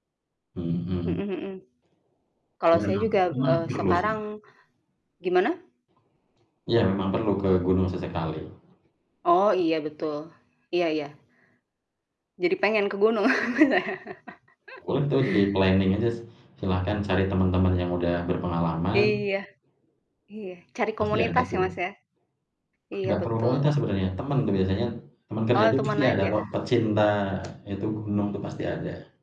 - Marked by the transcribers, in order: distorted speech; other background noise; laugh; laughing while speaking: "saya"; in English: "di-planing"; tapping
- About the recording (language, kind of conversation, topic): Indonesian, unstructured, Apa pendapatmu tentang berlibur di pantai dibandingkan di pegunungan?